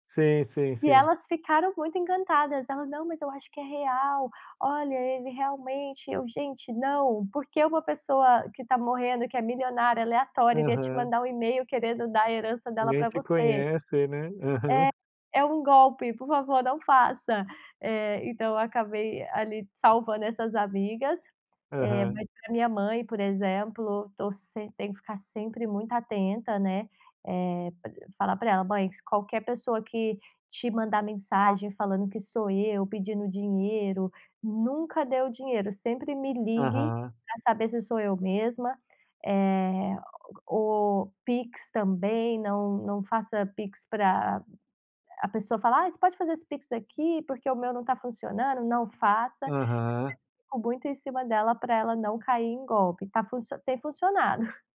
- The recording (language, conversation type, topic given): Portuguese, podcast, Você já caiu em um golpe digital? Como foi para você?
- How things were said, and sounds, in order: chuckle